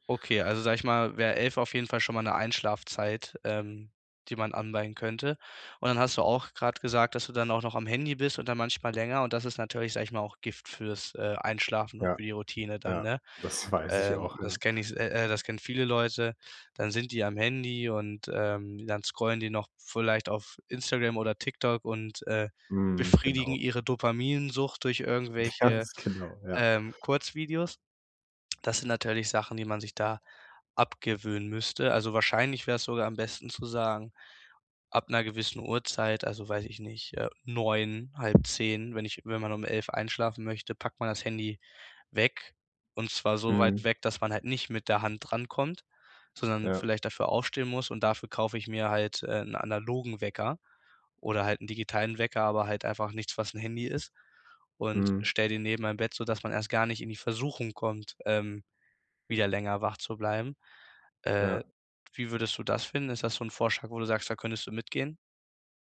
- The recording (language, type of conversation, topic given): German, advice, Warum fällt es dir trotz eines geplanten Schlafrhythmus schwer, morgens pünktlich aufzustehen?
- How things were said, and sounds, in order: "anpeilen" said as "anbeien"; laughing while speaking: "das weiß ich auch"; other background noise; chuckle; laughing while speaking: "ganz genau"; stressed: "Versuchung"